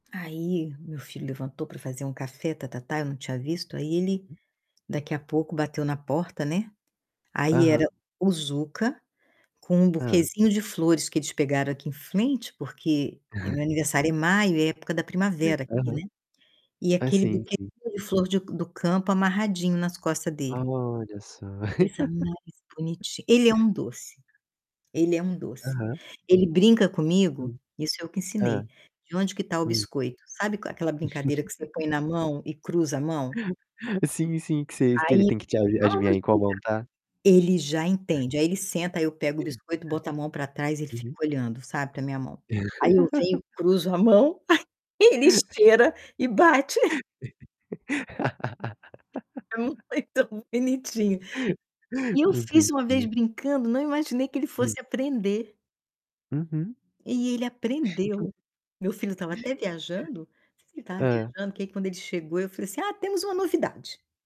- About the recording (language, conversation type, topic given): Portuguese, unstructured, Qual é a importância dos animais de estimação para o bem-estar das pessoas?
- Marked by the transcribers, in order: distorted speech; chuckle; chuckle; tapping; other background noise; laugh; chuckle; laugh; chuckle; laughing while speaking: "ele esteira e bate"; laugh; laughing while speaking: "É muito bonitinho"; laugh; laughing while speaking: "Muito bonitinho"; chuckle